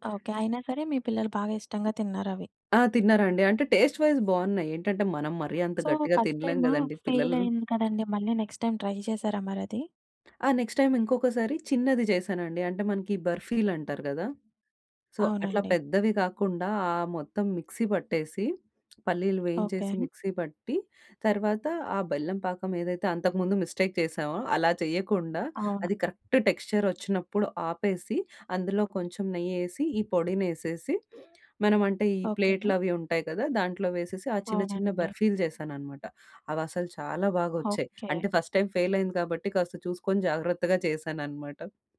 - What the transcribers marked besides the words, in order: in English: "టేస్ట్ వైస్"; in English: "సో ఫస్ట్"; in English: "నెక్స్ట్ టైమ్ ట్రై"; tapping; in English: "నెక్స్ట్ టైమ్"; in English: "సో"; lip smack; in English: "మిస్టేక్"; in English: "కరెక్ట్"; other noise; in English: "ఫస్ట్ టైమ్"
- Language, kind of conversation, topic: Telugu, podcast, చాలా మందికి వండాల్సిన పెద్ద విందును మీరు ఎలా ముందుగా సన్నద్ధం చేస్తారు?